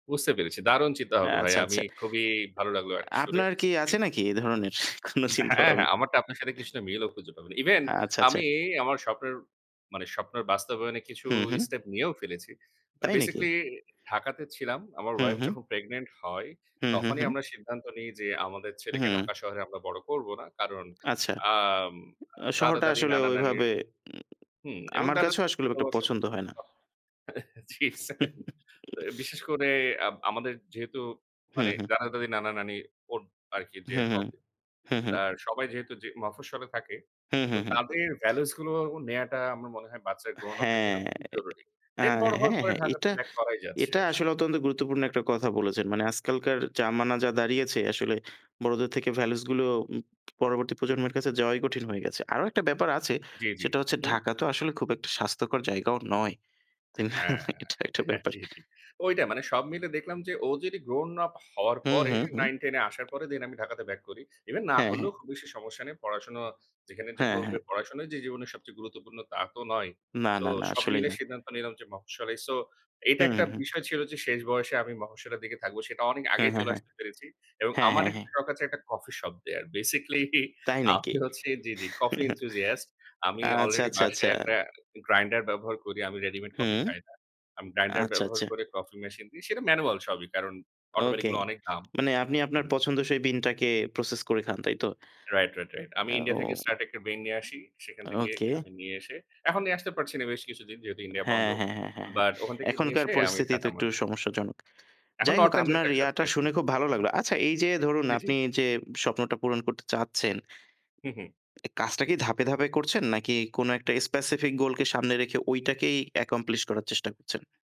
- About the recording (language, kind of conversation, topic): Bengali, unstructured, আপনি কীভাবে আপনার স্বপ্নকে বাস্তবে পরিণত করবেন?
- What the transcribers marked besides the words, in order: other background noise; "শুনে" said as "সুরে"; laughing while speaking: "কোন চিন্তাভাবনা"; tapping; unintelligible speech; laughing while speaking: "সেইম"; chuckle; in English: "grown-up"; laughing while speaking: "তাই না? এটা একটা ব্যাপার"; laughing while speaking: "জি, জি"; laughing while speaking: "বেসিক্যালি আমি হচ্ছি"; chuckle; in English: "enthusiast"; other noise; in English: "accomplish"